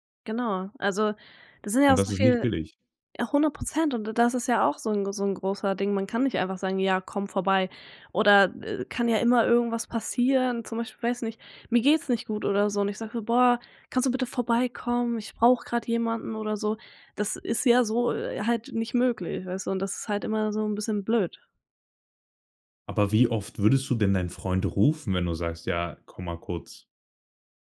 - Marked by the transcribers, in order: none
- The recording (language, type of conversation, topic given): German, podcast, Wie entscheidest du, ob du in deiner Stadt bleiben willst?
- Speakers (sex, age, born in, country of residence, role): female, 20-24, Germany, Germany, guest; male, 18-19, Germany, Germany, host